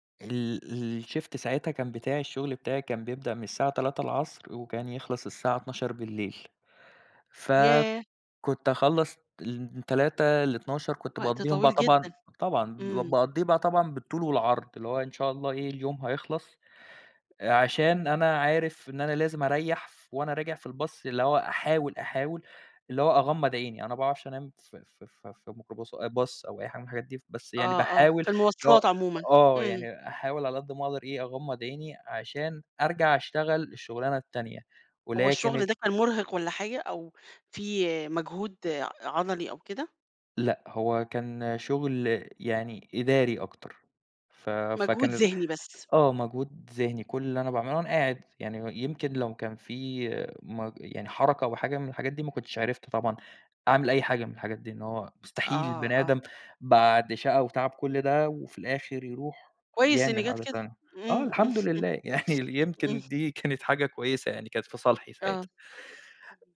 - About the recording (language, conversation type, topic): Arabic, podcast, إيه أصعب تحدّي قابلَك وقدرت تتخطّاه؟
- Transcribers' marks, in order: in English: "الشيفت"; laughing while speaking: "إمم"; tapping